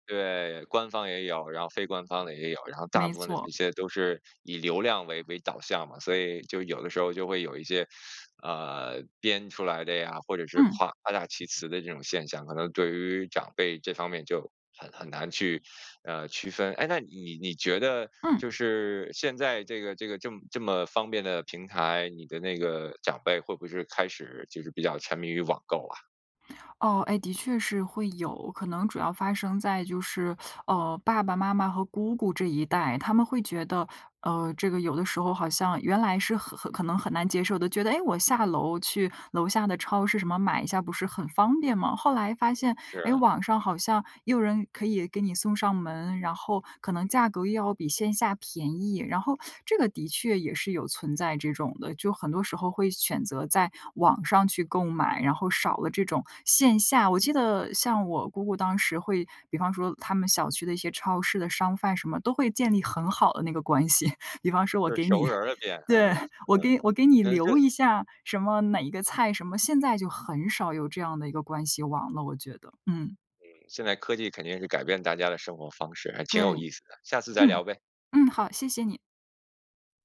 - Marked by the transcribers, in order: other background noise; teeth sucking; laughing while speaking: "关系。比方说我给你，对"; other noise; joyful: "嗯，嗯，好，谢谢你"
- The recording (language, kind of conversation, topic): Chinese, podcast, 现代科技是如何影响你们的传统习俗的？